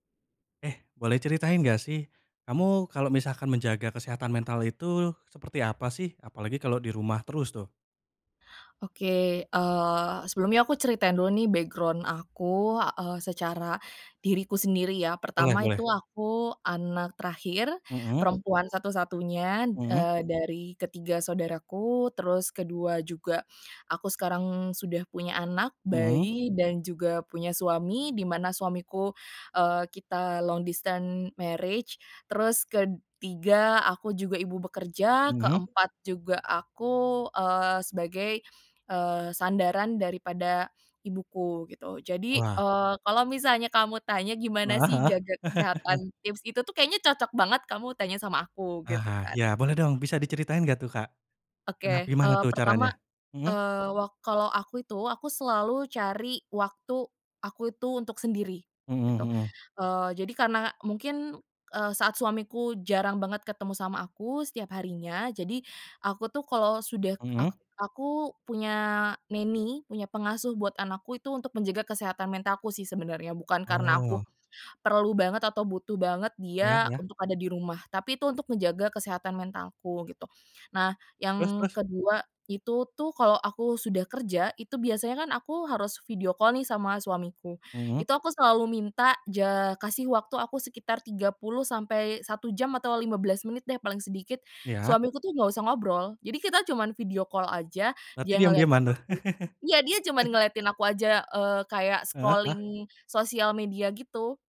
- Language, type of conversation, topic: Indonesian, podcast, Apa saja tips untuk menjaga kesehatan mental saat terus berada di rumah?
- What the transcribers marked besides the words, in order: in English: "background"; tapping; in English: "long distance marriage"; "ketiga" said as "kedtiga"; chuckle; in English: "nanny"; in English: "video call"; in English: "video call"; laugh; in English: "scrolling"